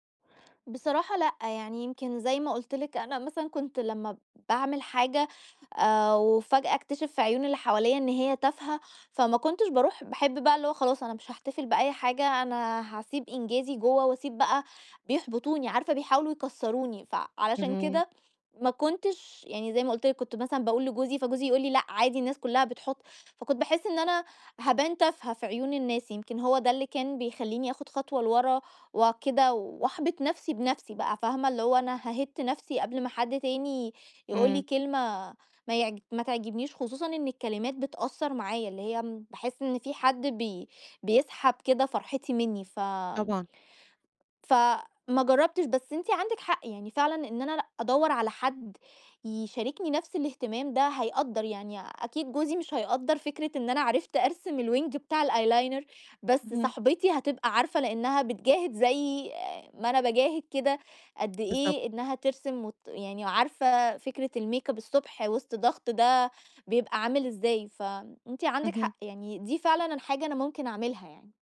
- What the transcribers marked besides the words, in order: in English: "الwing"; in English: "الeyeliner"; tapping; in English: "الmakeup"
- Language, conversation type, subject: Arabic, advice, إزاي أكرّم انتصاراتي الصغيرة كل يوم من غير ما أحس إنها تافهة؟